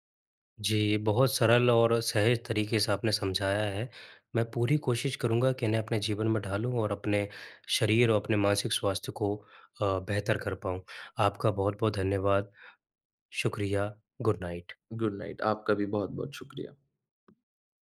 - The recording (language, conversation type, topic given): Hindi, advice, पुरानी चोट के बाद फिर से व्यायाम शुरू करने में डर क्यों लगता है और इसे कैसे दूर करें?
- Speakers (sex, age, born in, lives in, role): male, 25-29, India, India, advisor; male, 25-29, India, India, user
- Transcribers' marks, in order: in English: "गुड नाइट"; in English: "गुड नाइट"